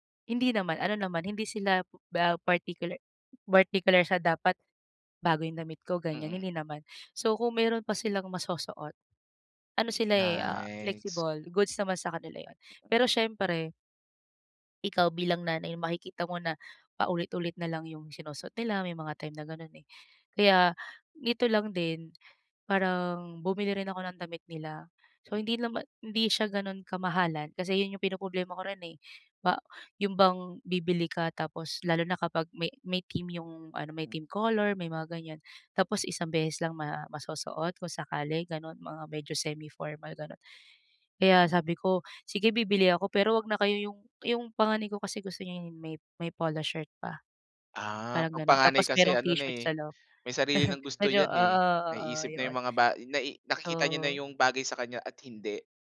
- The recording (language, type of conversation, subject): Filipino, advice, Bakit palagi akong napapagod at nai-stress tuwing mga holiday at pagtitipon?
- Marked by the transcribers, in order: "partikular" said as "bartikular"; in English: "flexible. Goods"; other background noise; other noise; in English: "semi-formal"; chuckle